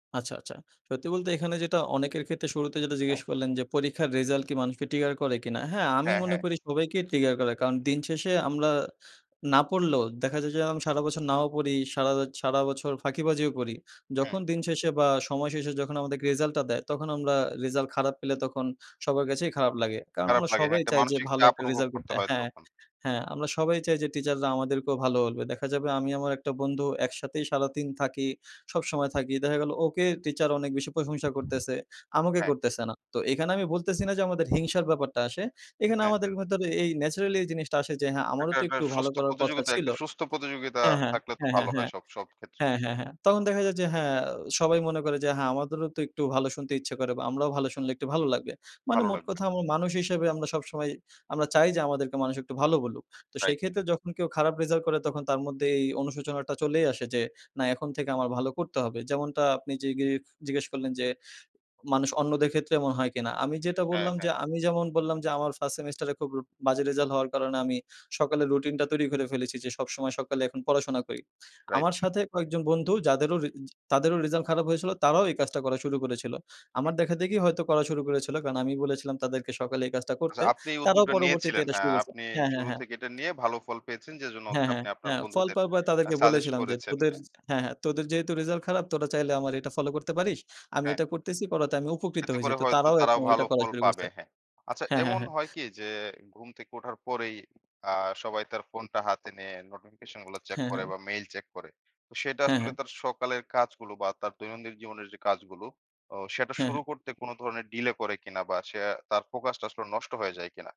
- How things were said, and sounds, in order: other background noise
- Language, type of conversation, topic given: Bengali, podcast, দিনটা ভালো কাটাতে তুমি সকালে কীভাবে রুটিন সাজাও?